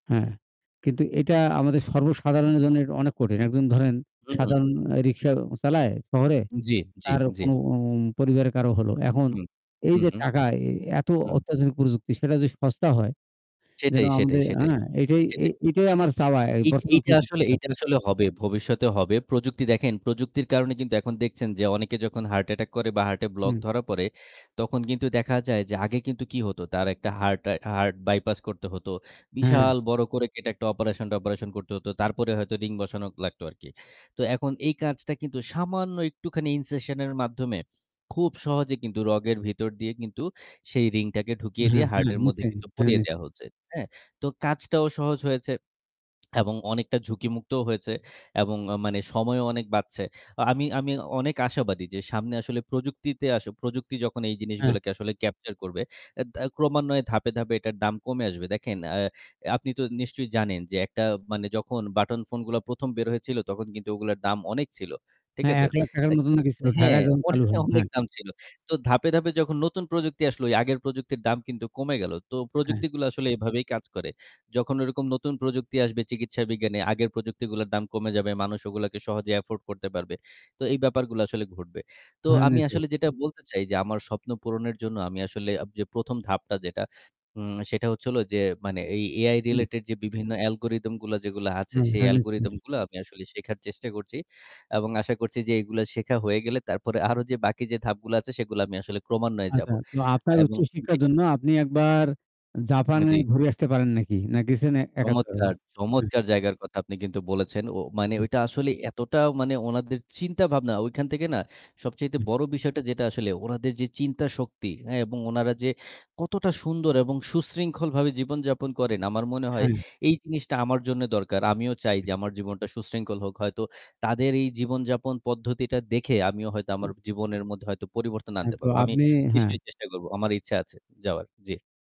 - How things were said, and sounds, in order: static; "এটা" said as "এট"; "যদি" said as "য"; tapping; in English: "incession"; tongue click; in English: "capture"; laughing while speaking: "অনে অনেক"; "যখন" said as "যহন"; in English: "afford"; in English: "related"; in English: "algorythm"; unintelligible speech; in English: "algorythm"; laughing while speaking: "আরো"; "আচ্ছা" said as "আছা"; other noise; other background noise; distorted speech; unintelligible speech
- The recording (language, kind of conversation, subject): Bengali, unstructured, তোমার ভবিষ্যতের স্বপ্নগুলো কী?